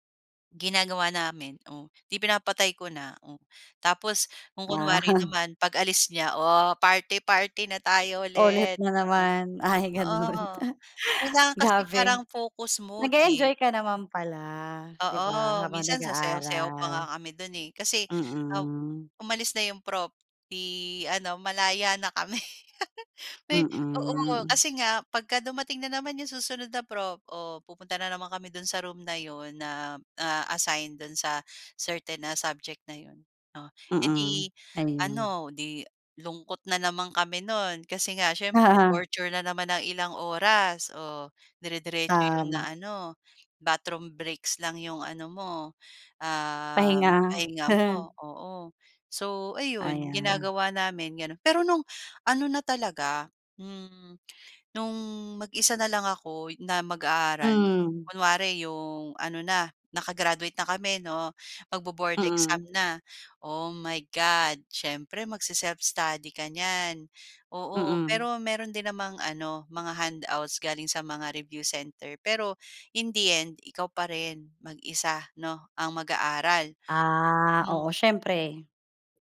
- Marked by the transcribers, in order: other background noise; chuckle; laughing while speaking: "Ulit na naman. Ay ganun. Grabe"; in English: "Nag-e-enjoy"; in English: "focus mode"; fan; laugh; laughing while speaking: "Oo"; in English: "torture"; in English: "bathroom breaks"; laughing while speaking: "Pahinga"; laugh; dog barking; tongue click; in English: "naka-graduate"; in English: "magbo-board exam na. Oh my God"; in English: "magse-self-study"; in English: "handouts"; in English: "in the end"
- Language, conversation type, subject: Filipino, podcast, Paano mo maiiwasang mawalan ng gana sa pag-aaral?